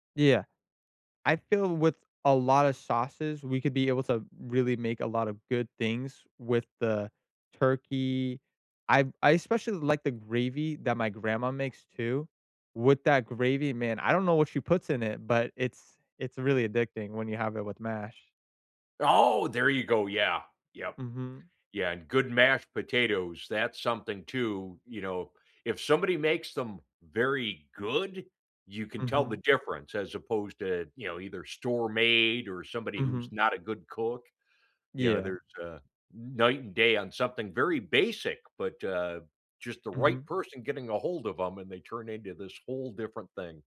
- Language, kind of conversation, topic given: English, unstructured, What cultural tradition do you look forward to each year?
- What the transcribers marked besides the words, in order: tapping; stressed: "Oh"